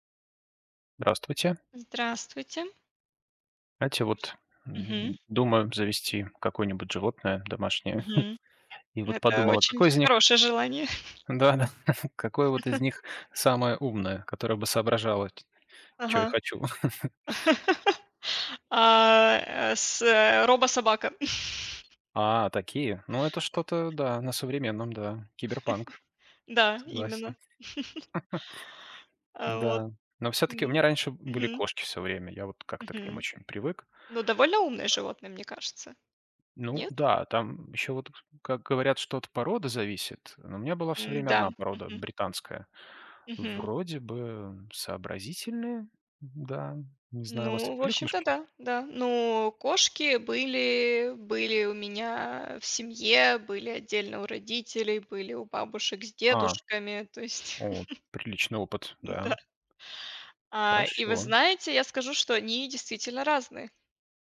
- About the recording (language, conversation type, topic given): Russian, unstructured, Какие животные тебе кажутся самыми умными и почему?
- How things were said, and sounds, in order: other background noise; chuckle; chuckle; laughing while speaking: "Да-да-да"; chuckle; laugh; chuckle; chuckle; laugh; chuckle; tapping